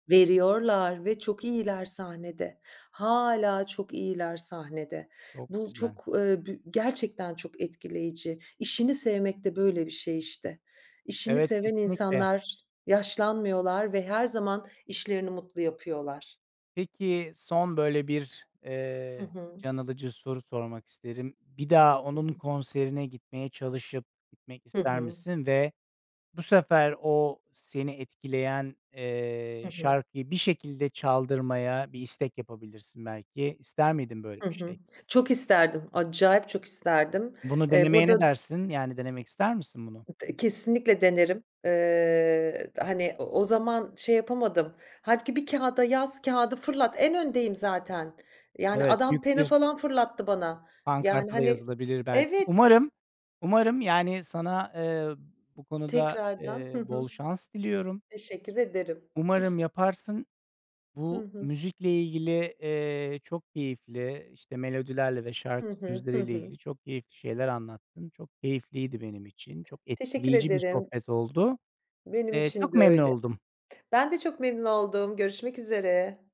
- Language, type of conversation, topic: Turkish, podcast, Şarkı sözleri mi yoksa melodi mi seni daha çok çeker?
- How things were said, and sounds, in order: tapping; other background noise